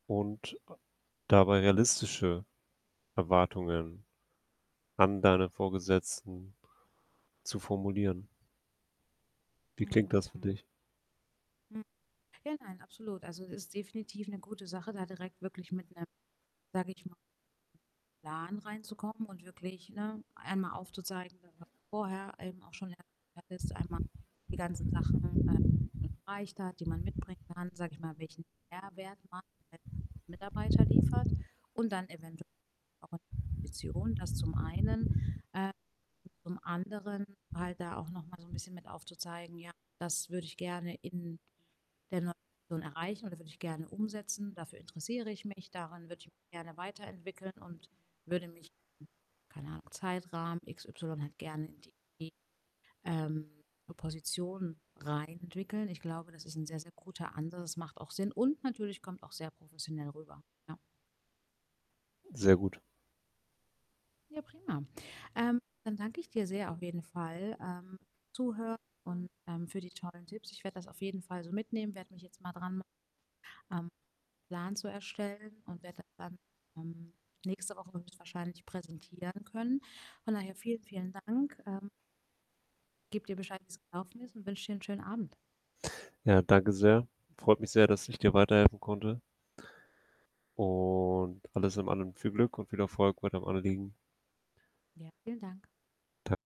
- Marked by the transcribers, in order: distorted speech; static; other background noise; drawn out: "Und"
- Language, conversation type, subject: German, advice, Wie kann ich um eine Beförderung bitten, und wie präsentiere ich meine Argumente dabei überzeugend?